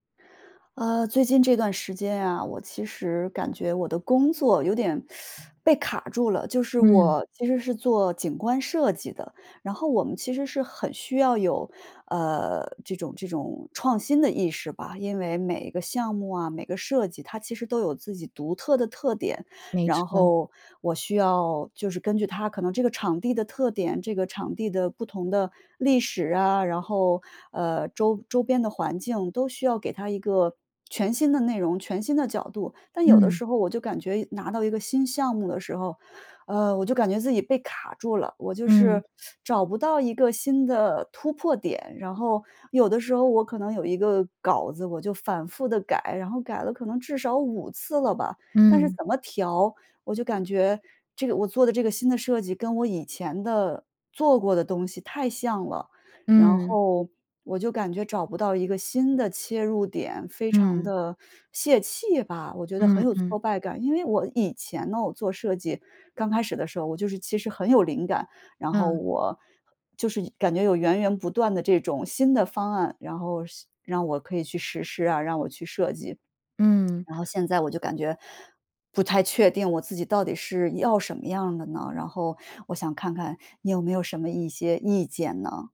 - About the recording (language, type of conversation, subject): Chinese, advice, 当你遇到创意重复、找不到新角度时，应该怎么做？
- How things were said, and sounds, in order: teeth sucking; other background noise; tapping; teeth sucking